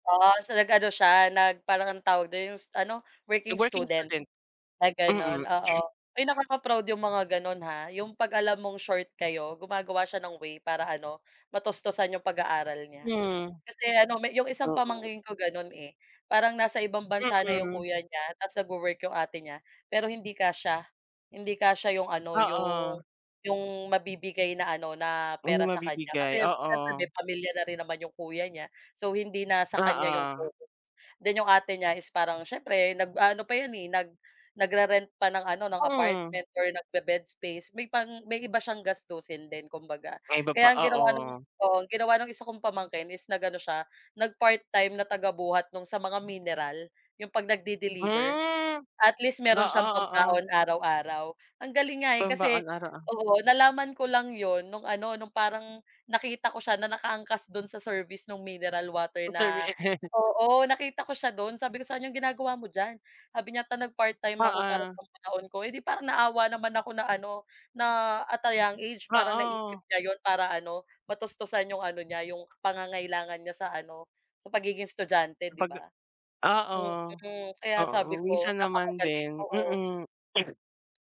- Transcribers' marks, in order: throat clearing; chuckle; sneeze
- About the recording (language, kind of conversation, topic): Filipino, unstructured, Ano ang palagay mo sa mga taong laging umaasa sa pera ng iba?